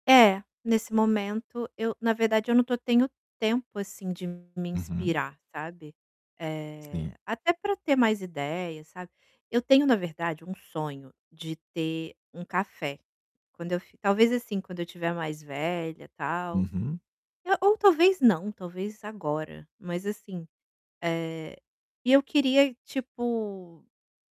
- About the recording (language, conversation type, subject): Portuguese, advice, Como posso encontrar fontes constantes de inspiração para as minhas ideias?
- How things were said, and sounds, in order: distorted speech; tapping